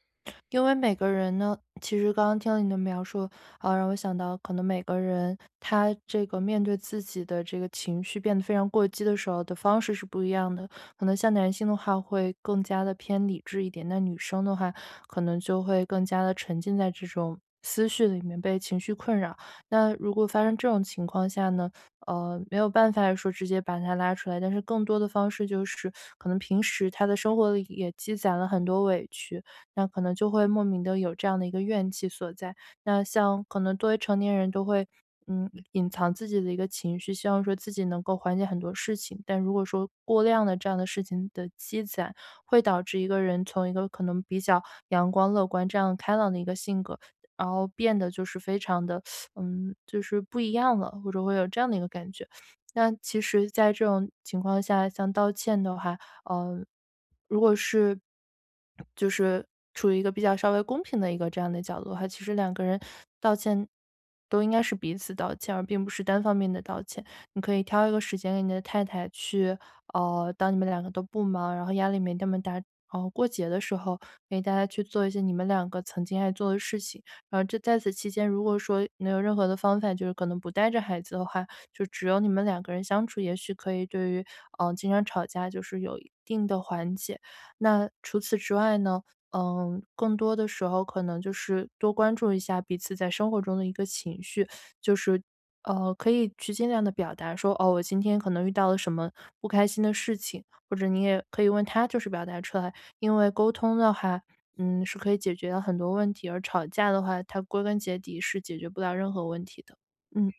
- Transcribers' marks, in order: teeth sucking; tapping
- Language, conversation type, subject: Chinese, advice, 在争吵中如何保持冷静并有效沟通？